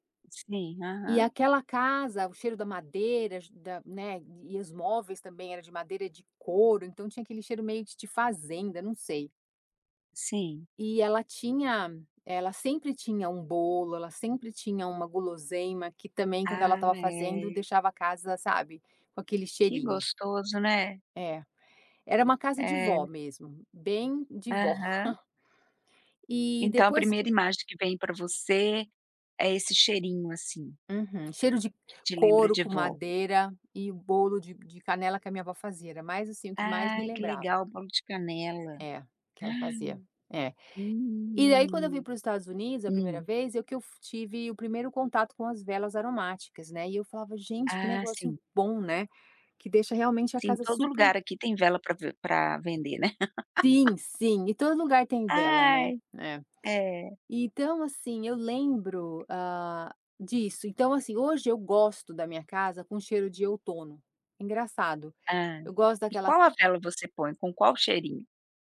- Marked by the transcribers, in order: other background noise; tapping; chuckle; gasp; drawn out: "Hum"; laugh
- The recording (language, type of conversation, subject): Portuguese, podcast, O que deixa um lar mais aconchegante para você?